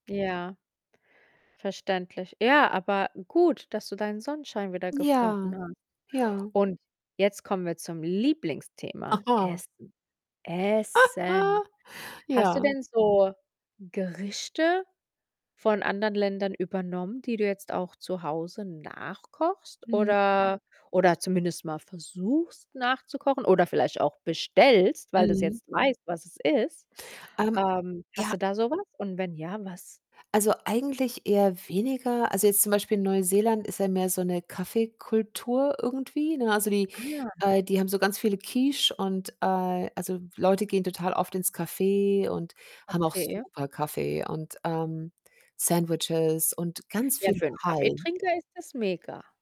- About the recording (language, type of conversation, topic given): German, podcast, Was nimmst du von einer Reise mit nach Hause, wenn du keine Souvenirs kaufst?
- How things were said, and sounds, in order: distorted speech; drawn out: "Essen"; laugh; in English: "Pie"